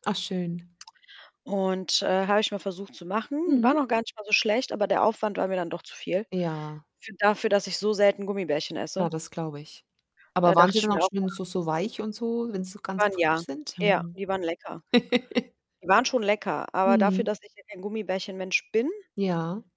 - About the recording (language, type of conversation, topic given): German, unstructured, Was magst du lieber: Schokolade oder Gummibärchen?
- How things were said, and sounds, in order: other background noise; laugh; distorted speech